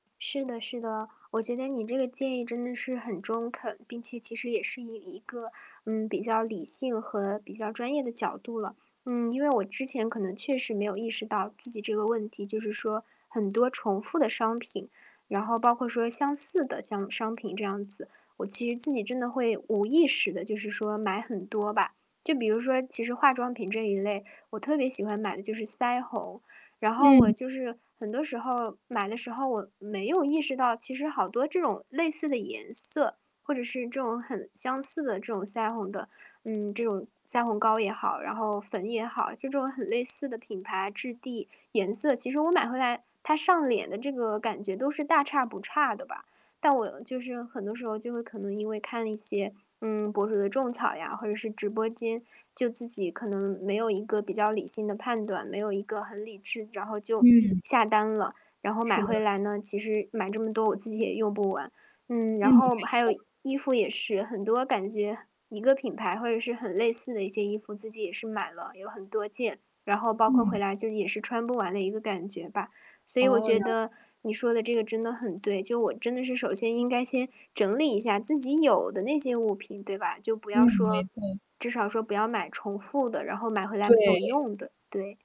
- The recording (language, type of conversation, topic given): Chinese, advice, 如何在想买新东西的欲望与对已有物品的满足感之间取得平衡？
- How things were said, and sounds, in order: static; distorted speech; tapping; other background noise